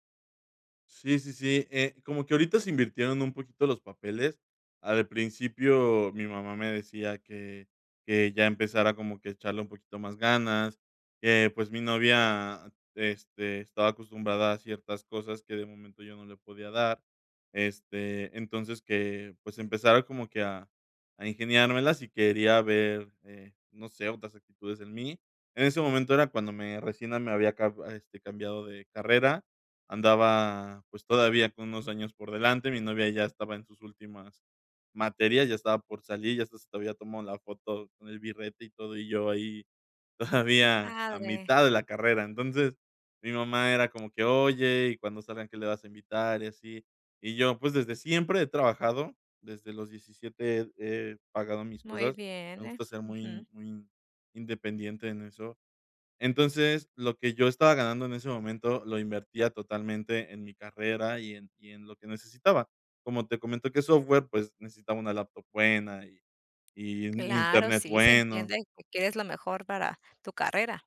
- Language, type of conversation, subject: Spanish, advice, ¿Cómo puedo conciliar las expectativas de mi familia con mi expresión personal?
- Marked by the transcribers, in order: laughing while speaking: "todavía"; tapping